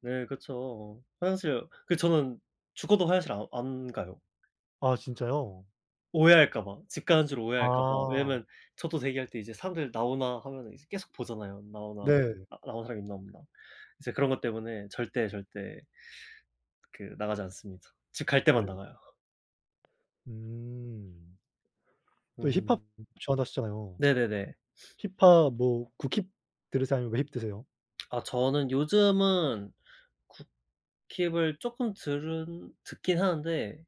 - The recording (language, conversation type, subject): Korean, unstructured, 스트레스를 받을 때 보통 어떻게 푸세요?
- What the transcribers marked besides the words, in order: tapping